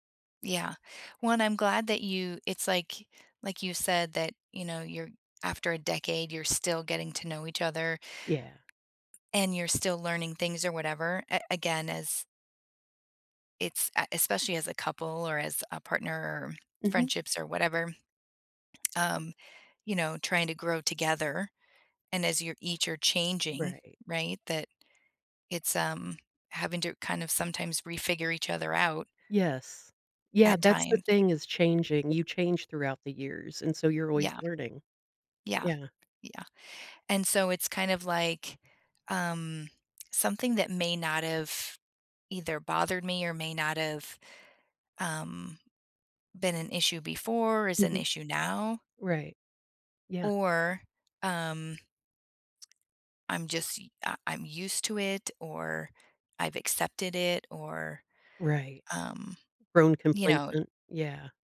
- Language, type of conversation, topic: English, unstructured, How has conflict unexpectedly brought people closer?
- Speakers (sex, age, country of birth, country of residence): female, 45-49, United States, United States; female, 50-54, United States, United States
- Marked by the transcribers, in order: tapping; other background noise